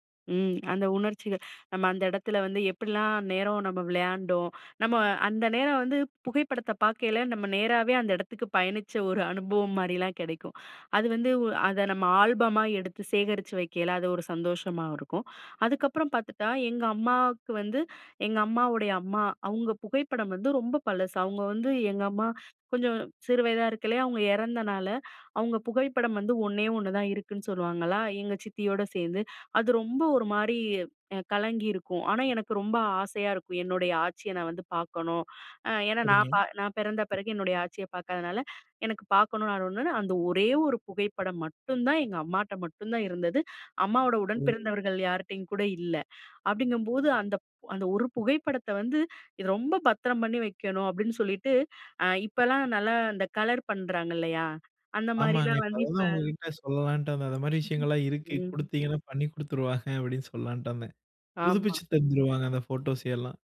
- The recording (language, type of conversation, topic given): Tamil, podcast, பழைய புகைப்படங்களைப் பார்த்தால் உங்களுக்கு என்ன மாதிரியான உணர்வுகள் வரும்?
- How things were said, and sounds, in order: other background noise; laugh; laughing while speaking: "குடுத்தீங்கன்னா பண்ணி குடுத்துருவாங்க அப்படின்னு சொல்லலான்ட்டு இருந்தேன்"